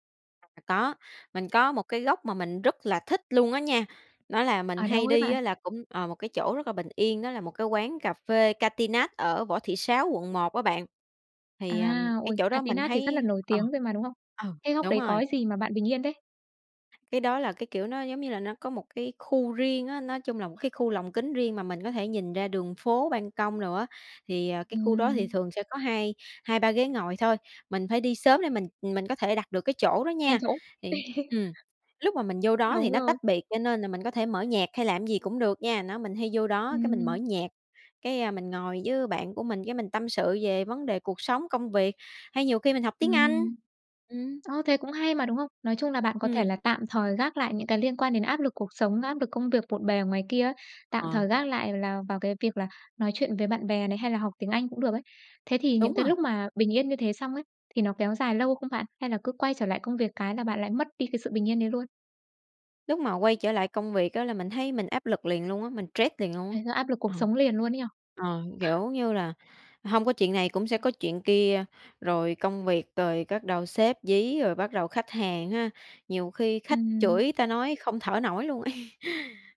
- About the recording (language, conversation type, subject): Vietnamese, podcast, Bạn có thể kể về một lần bạn tìm được một nơi yên tĩnh để ngồi lại và suy nghĩ không?
- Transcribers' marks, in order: tapping; other background noise; laugh; chuckle; laugh